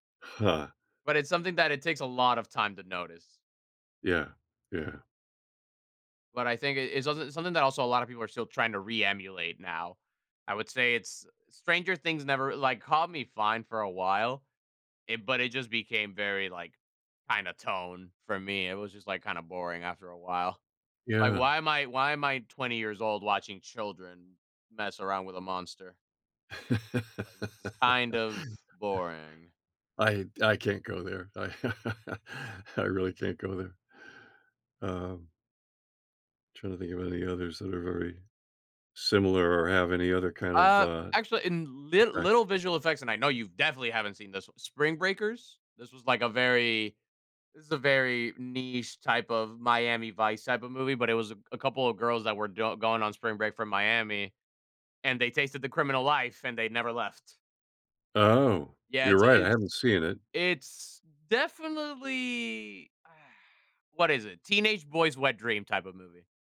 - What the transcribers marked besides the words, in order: laugh; laugh; drawn out: "definitely"
- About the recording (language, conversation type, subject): English, unstructured, How should I weigh visual effects versus storytelling and acting?